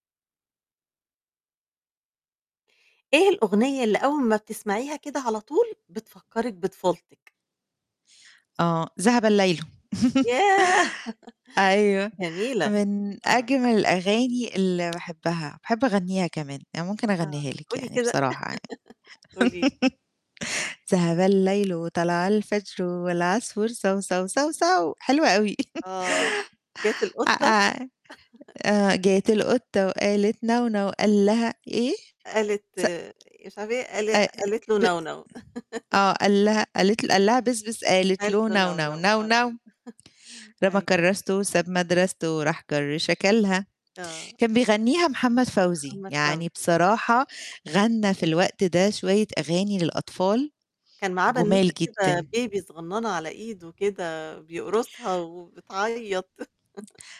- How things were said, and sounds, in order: laugh; laugh; singing: "ذهب الليل، وطلَع الفَجر والعصفور صَو، صَو، صَو، صَو"; tapping; laugh; other noise; singing: "جَت القطة وقالت نَو، نَو، قال لها"; laugh; singing: "قال لها بِس، بِس، قالت له نَو، نَو. نَو، نَو"; laugh; chuckle; singing: "رمى كرّاسته وساب مدرسته وراح جَر شَكَلها"; laugh
- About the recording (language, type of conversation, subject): Arabic, podcast, إيه هي الأغنية اللي أول ما تسمعها بتفتكر طفولتك؟